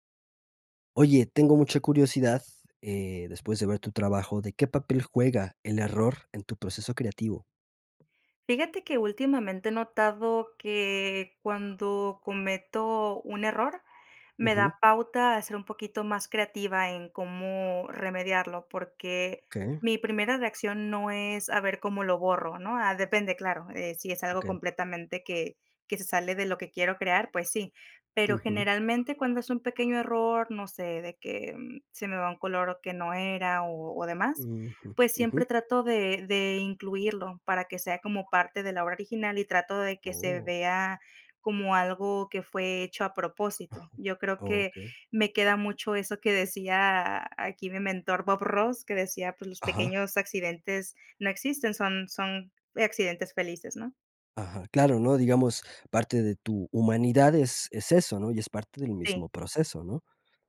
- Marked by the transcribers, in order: tapping; dog barking
- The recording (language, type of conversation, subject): Spanish, podcast, ¿Qué papel juega el error en tu proceso creativo?